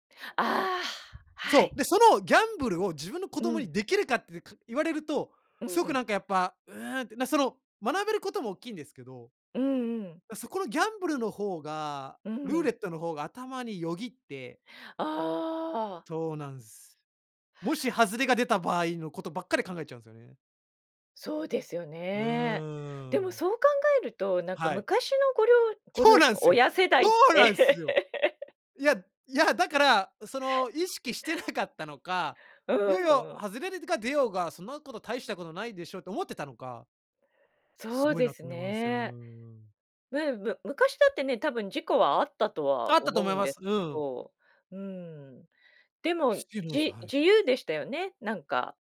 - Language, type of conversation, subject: Japanese, podcast, 子どもの頃に体験した自然の中での出来事で、特に印象に残っているのは何ですか？
- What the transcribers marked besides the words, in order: joyful: "そうなんすよ そうなんすよ"; laugh; laughing while speaking: "意識してなかったのか"; tapping; unintelligible speech